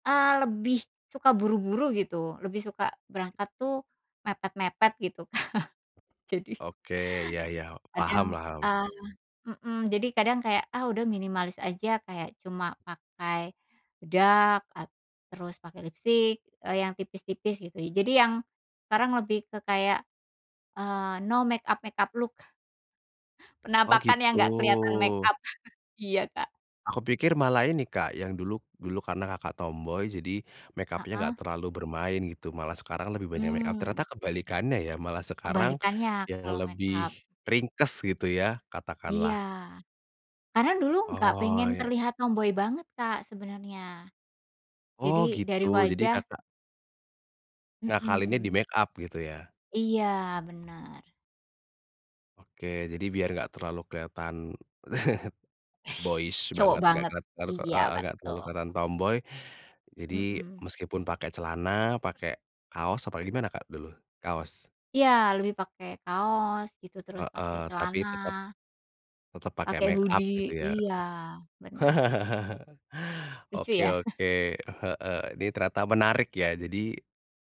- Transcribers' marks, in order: other background noise; chuckle; in English: "no make up-make up look"; drawn out: "gitu"; chuckle; tapping; laugh; in English: "boyish"; chuckle; laugh; chuckle
- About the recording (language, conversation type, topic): Indonesian, podcast, Apa perbedaan gaya kamu hari ini dibandingkan lima tahun lalu?